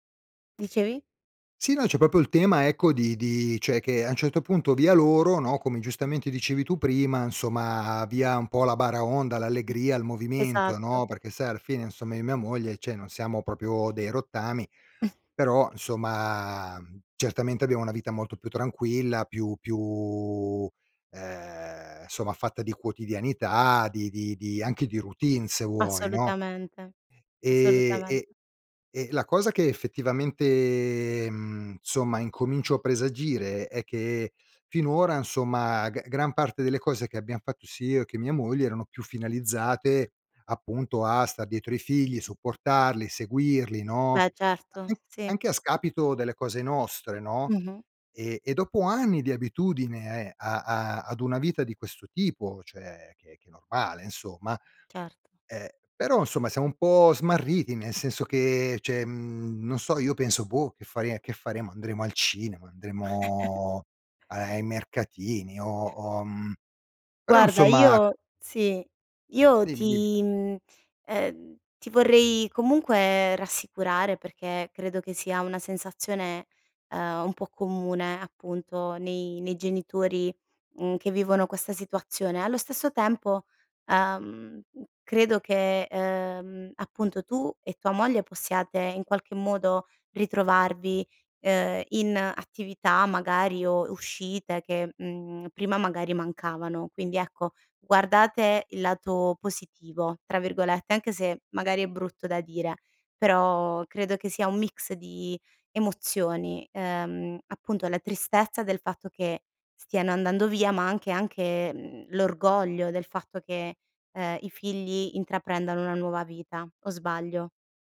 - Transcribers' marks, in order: "proprio" said as "popo"; "cioè" said as "ceh"; other noise; "cioè" said as "ceh"; chuckle; other background noise; "proprio" said as "propio"; "insomma" said as "nsomma"; "cioè" said as "ceh"; chuckle
- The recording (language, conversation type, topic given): Italian, advice, Come ti senti quando i tuoi figli lasciano casa e ti trovi ad affrontare la sindrome del nido vuoto?